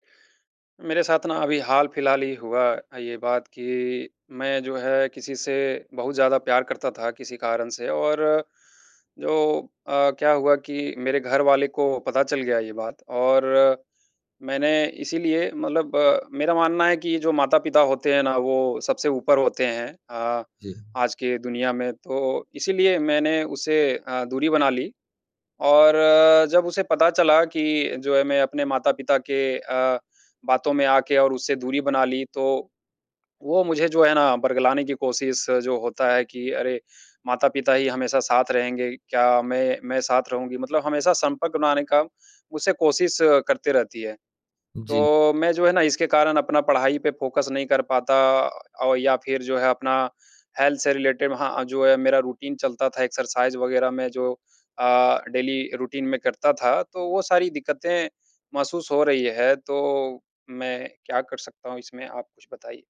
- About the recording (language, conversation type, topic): Hindi, advice, मेरा एक्स बार-बार संपर्क कर रहा है; मैं सीमाएँ कैसे तय करूँ?
- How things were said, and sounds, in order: in English: "फोकस"; in English: "हेल्थ"; in English: "रिलेटेड"; in English: "रूटीन"; in English: "एक्सरसाइज़"; in English: "डेली रूटीन"